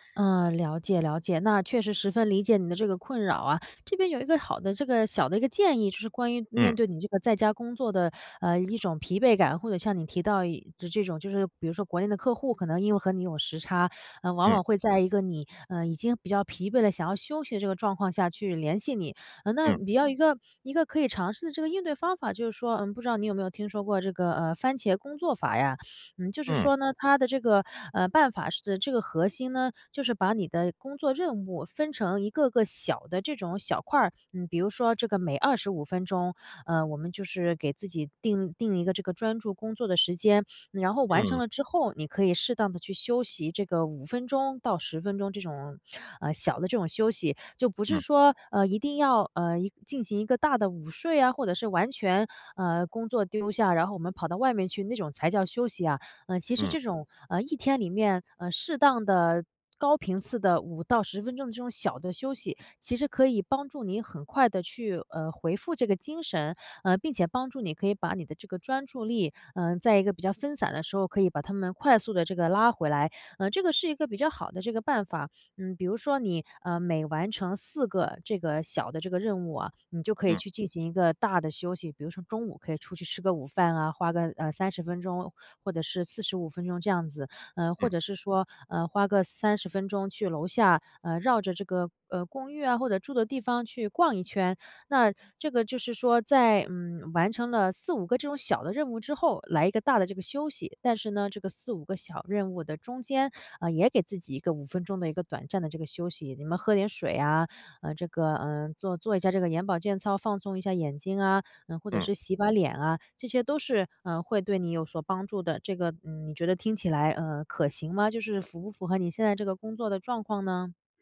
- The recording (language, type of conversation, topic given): Chinese, advice, 如何利用专注时间段来减少拖延？
- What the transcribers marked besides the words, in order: none